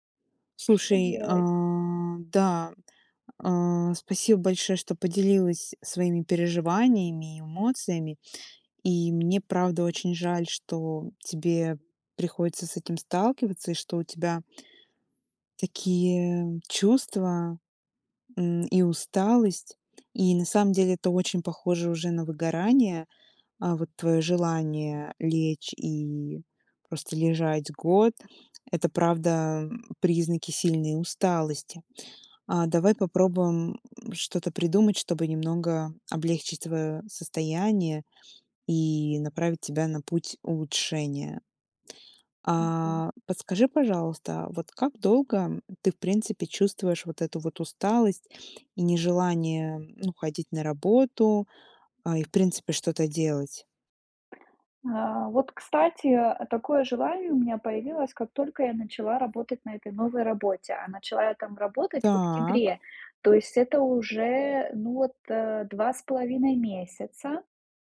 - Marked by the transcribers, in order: none
- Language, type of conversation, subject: Russian, advice, Почему повседневная рутина кажется вам бессмысленной и однообразной?
- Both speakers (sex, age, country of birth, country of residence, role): female, 25-29, Russia, United States, advisor; female, 30-34, Ukraine, United States, user